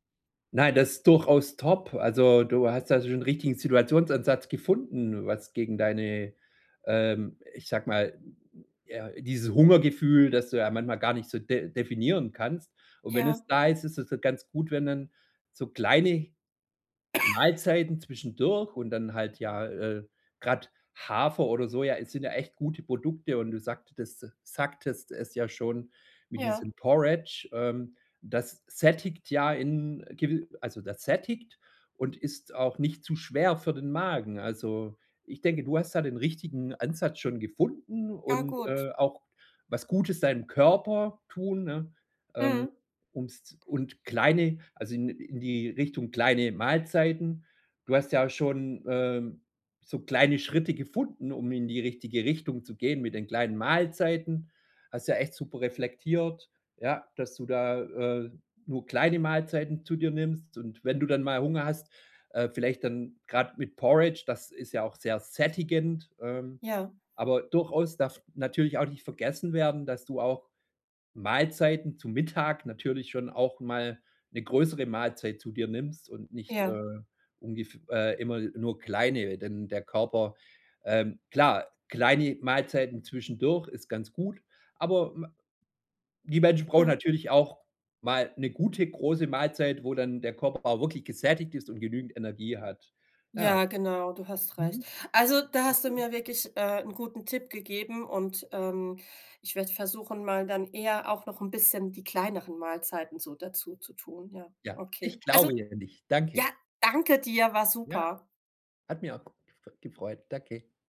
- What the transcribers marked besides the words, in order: cough; other background noise; unintelligible speech
- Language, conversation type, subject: German, advice, Wie erkenne ich, ob ich emotionalen oder körperlichen Hunger habe?